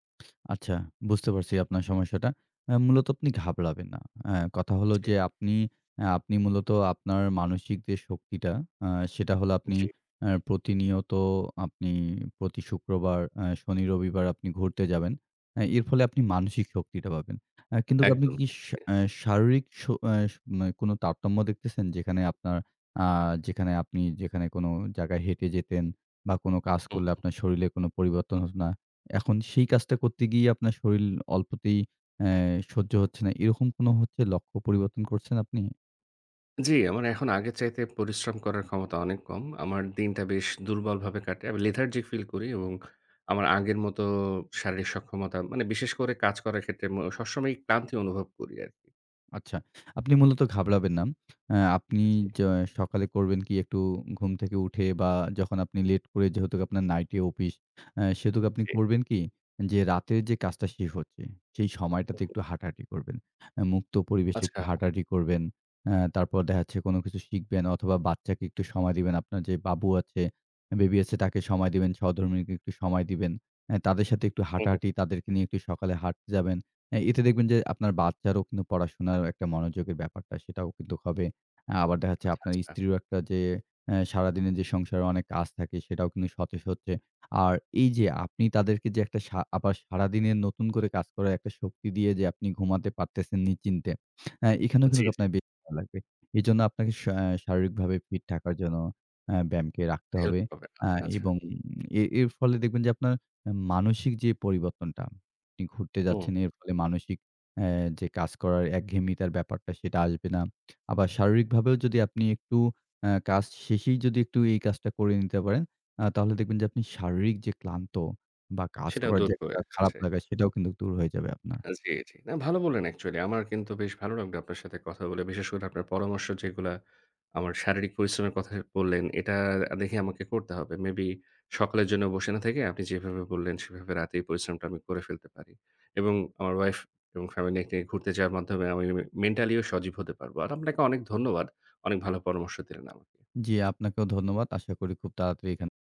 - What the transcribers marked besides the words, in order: "শরীরে" said as "শরীলে"; "শরীর" said as "শরীল"; in English: "lethargic feel"; other noise; tapping
- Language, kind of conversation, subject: Bengali, advice, নিয়মিত ক্লান্তি ও বার্নআউট কেন অনুভব করছি এবং কীভাবে সামলাতে পারি?